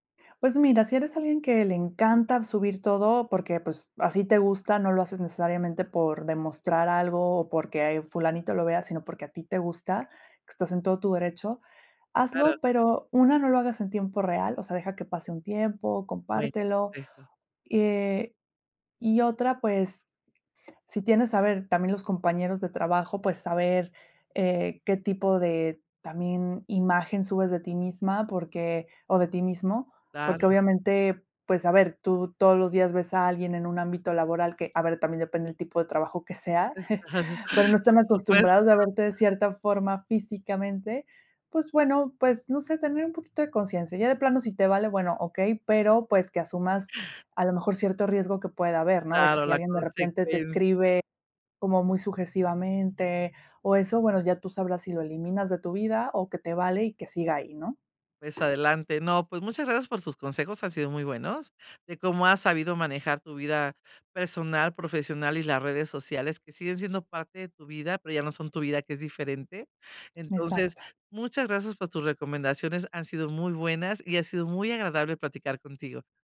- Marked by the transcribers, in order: chuckle; tapping
- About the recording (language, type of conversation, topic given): Spanish, podcast, ¿Qué límites estableces entre tu vida personal y tu vida profesional en redes sociales?